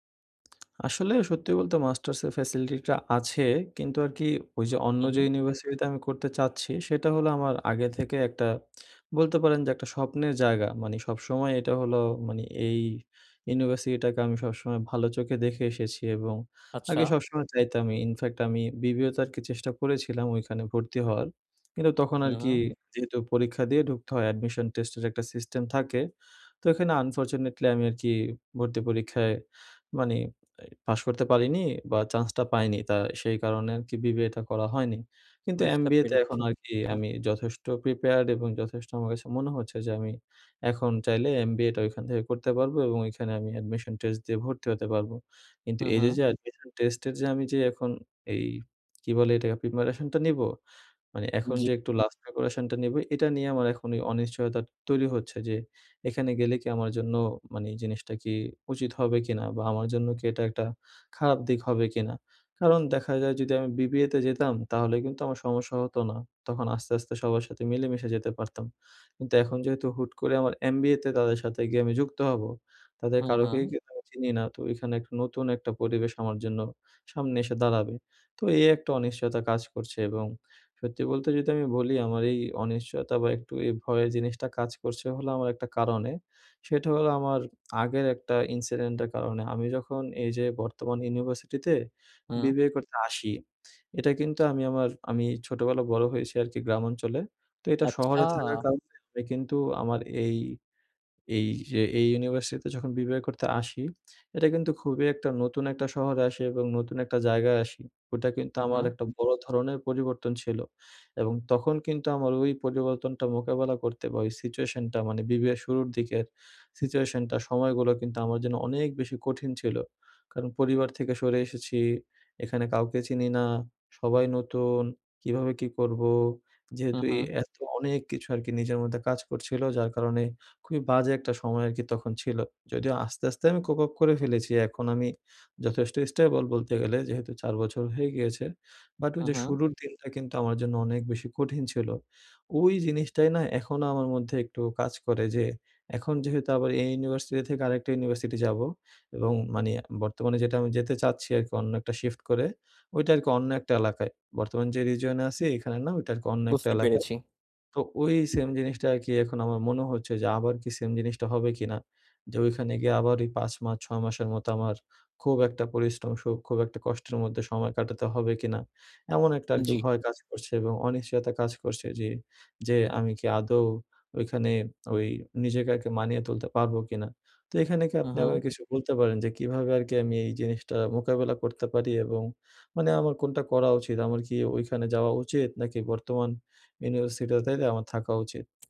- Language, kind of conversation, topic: Bengali, advice, নতুন স্থানে যাওয়ার আগে আমি কীভাবে আবেগ সামলাব?
- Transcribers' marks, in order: tapping; in English: "কোপআপ"